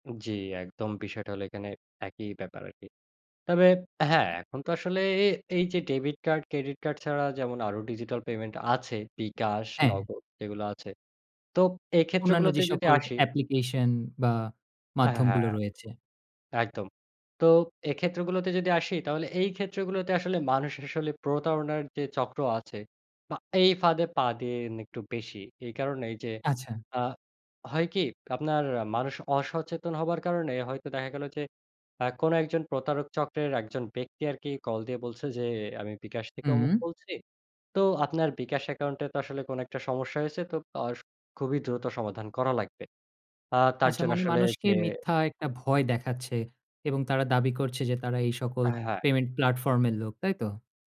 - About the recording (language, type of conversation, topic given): Bengali, podcast, আপনি ডিজিটাল পেমেন্ট নিরাপদ রাখতে কী কী করেন?
- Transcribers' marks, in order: other background noise